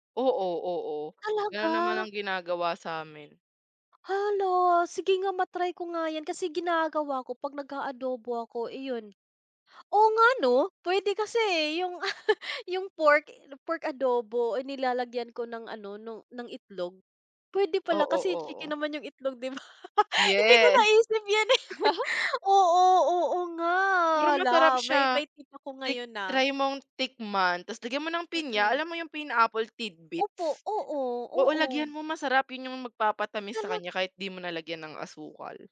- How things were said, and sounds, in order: chuckle; chuckle; laugh
- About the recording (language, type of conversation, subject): Filipino, unstructured, Ano ang sikreto para maging masarap ang adobo?